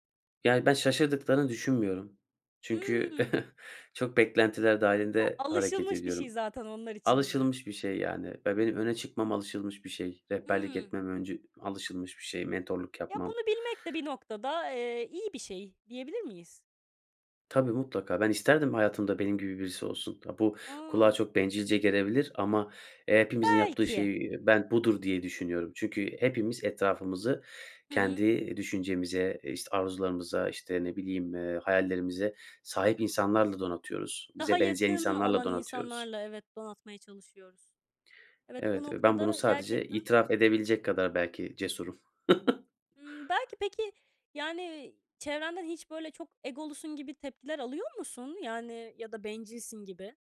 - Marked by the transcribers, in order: chuckle; other background noise; chuckle
- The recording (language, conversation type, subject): Turkish, podcast, Hayatındaki en gurur duyduğun başarın neydi, anlatır mısın?